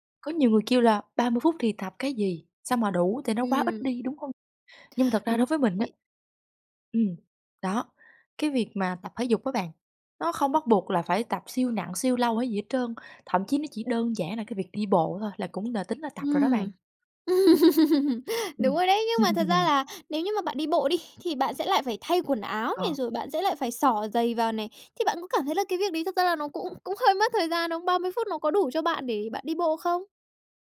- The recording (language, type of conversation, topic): Vietnamese, podcast, Nếu chỉ có 30 phút rảnh, bạn sẽ làm gì?
- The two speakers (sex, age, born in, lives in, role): female, 20-24, Vietnam, Japan, host; female, 20-24, Vietnam, Vietnam, guest
- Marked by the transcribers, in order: laugh; laugh